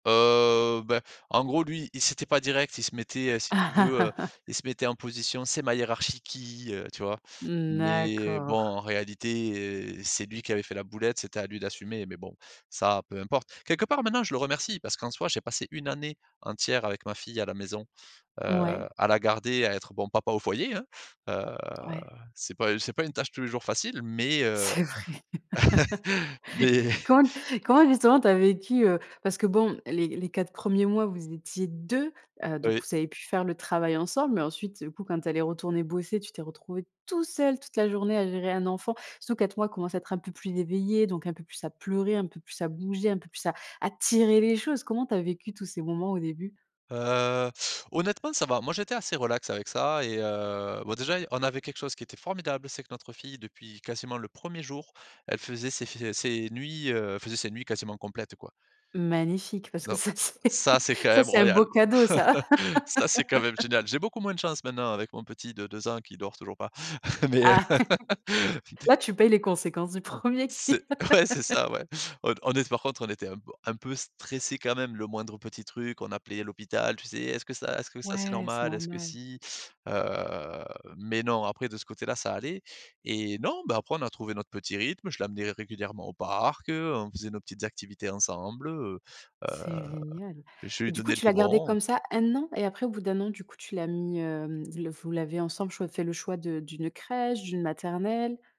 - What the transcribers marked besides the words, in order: laugh; other background noise; laugh; laughing while speaking: "Mais"; stressed: "deux"; stressed: "tout seul"; stressed: "tirer"; laughing while speaking: "ça, c'est"; laugh; laugh; laugh; laughing while speaking: "Mais heu"; laugh; laughing while speaking: "premier qui"; laughing while speaking: "Ouais"; laugh
- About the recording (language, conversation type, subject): French, podcast, Quelle est la décision qui a vraiment changé ta vie ?